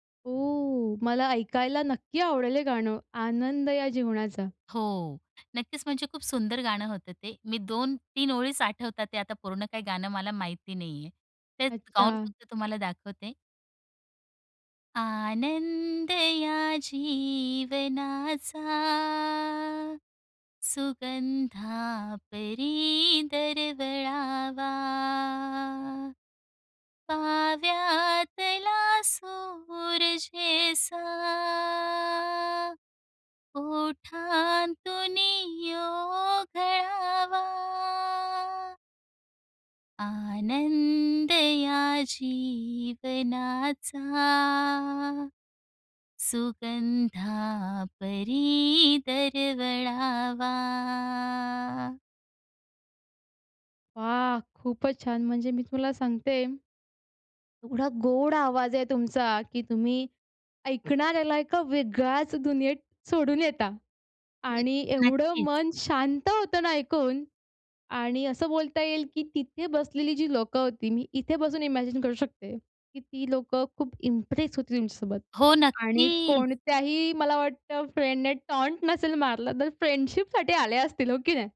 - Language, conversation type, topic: Marathi, podcast, संगीताने तुमची ओळख कशी घडवली?
- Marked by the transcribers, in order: drawn out: "ओ"; singing: "आनंद या जीवनाचा, सुगंधा परी दरवळावा. काव्यातला सुर जेसा ओठांतुनी ओघळावा"; singing: "आनंद या जीवनाचा, सुगंधा परी दरवळावा"; put-on voice: "ऐकणाऱ्याला एका वेगळ्याच दुनियेत सोडून येता"; in English: "इमॅजिन"; in English: "इम्प्रेस"; drawn out: "नक्कीच"; in English: "फ्रेंडने टॉन्ट"; in English: "फ्रेंडशिपसाठी"